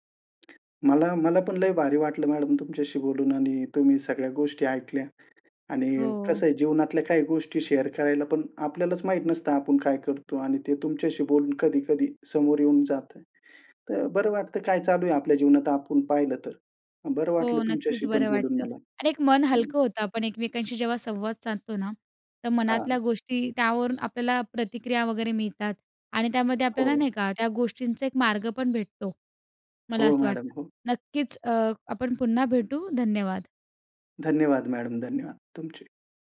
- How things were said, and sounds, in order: other noise; in English: "शेअर"; tapping; horn
- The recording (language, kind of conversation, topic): Marathi, podcast, कुटुंबात निरोगी सवयी कशा रुजवता?